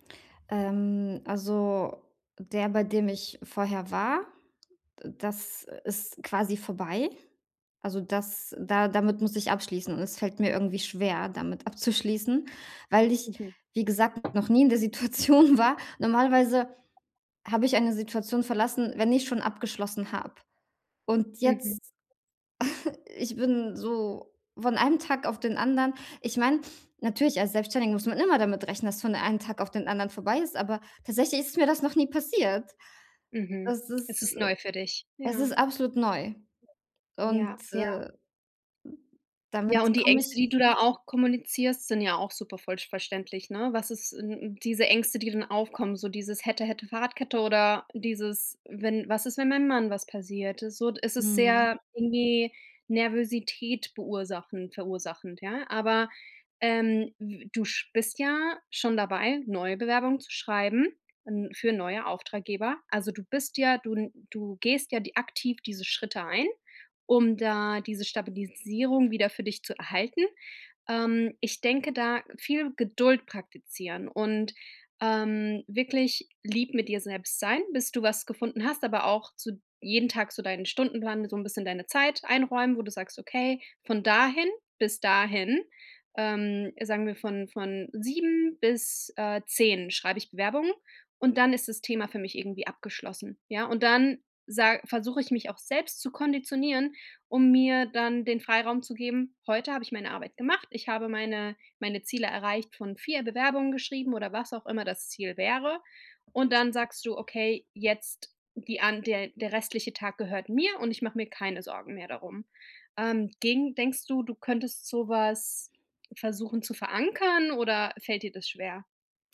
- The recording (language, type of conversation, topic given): German, advice, Wie kann ich nach einem Rückschlag meine Motivation und meine Routine wiederfinden?
- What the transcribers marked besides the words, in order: other background noise; laughing while speaking: "Situation"; chuckle; background speech; "verursachend" said as "beursachend"